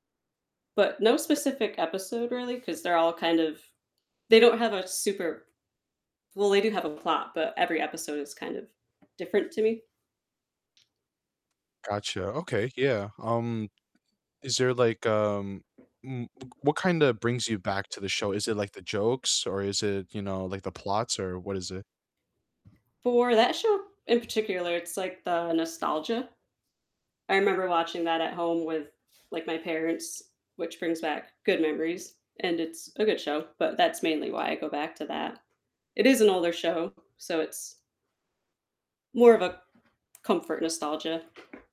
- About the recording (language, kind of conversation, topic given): English, unstructured, Which comfort shows do you rewatch for a pick-me-up, and what makes them your cozy go-tos?
- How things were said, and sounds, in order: other background noise; distorted speech; tapping